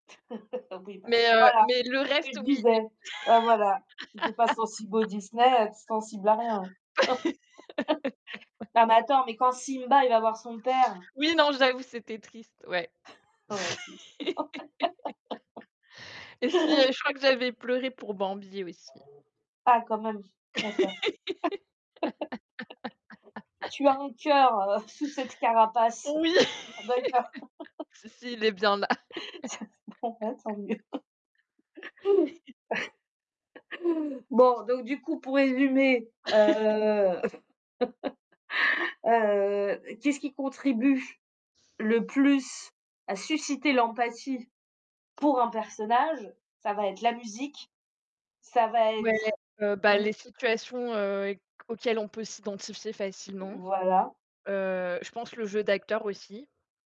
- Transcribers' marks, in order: laugh; distorted speech; laugh; chuckle; laugh; laugh; other background noise; other street noise; laugh; chuckle; laugh; laughing while speaking: "Si, si, il est bien là"; laugh; laughing while speaking: "Bon bah tant mieux"; laugh; chuckle; laugh; chuckle; static
- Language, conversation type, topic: French, unstructured, Quel film vous a fait ressentir le plus d’empathie pour des personnages en difficulté ?